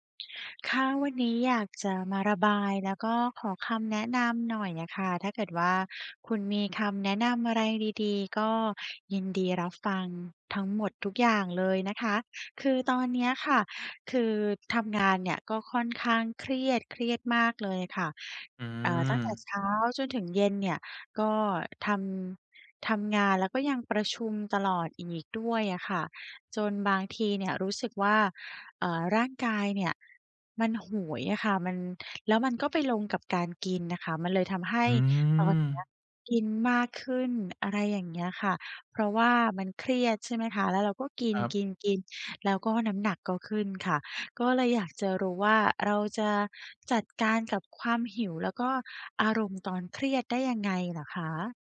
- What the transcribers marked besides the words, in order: none
- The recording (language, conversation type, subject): Thai, advice, จะรับมือกับความหิวและความอยากกินที่เกิดจากความเครียดได้อย่างไร?